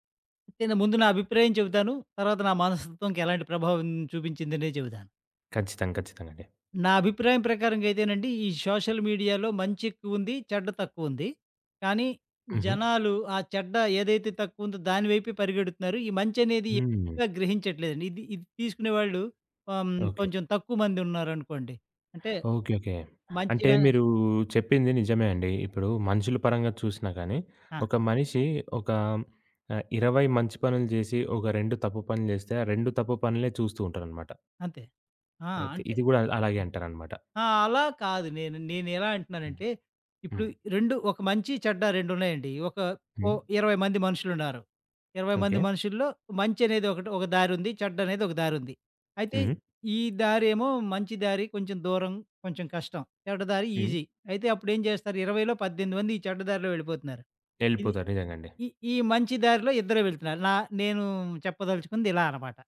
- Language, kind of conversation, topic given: Telugu, podcast, సామాజిక మాధ్యమాలు మీ మనస్తత్వంపై ఎలా ప్రభావం చూపాయి?
- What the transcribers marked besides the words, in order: other background noise; in English: "సోషల్ మీడియా‌లో"; tapping; in English: "ఈజీ"